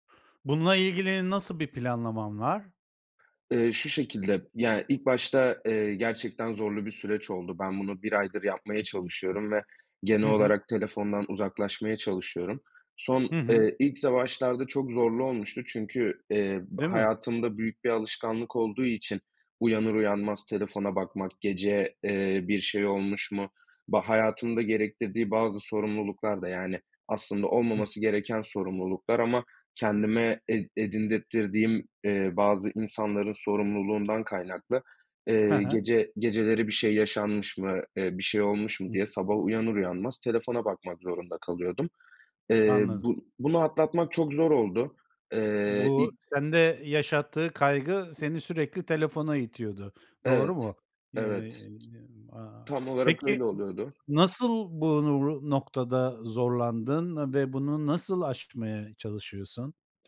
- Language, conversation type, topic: Turkish, podcast, Ekran süresini azaltmak için ne yapıyorsun?
- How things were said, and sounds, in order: tapping; other background noise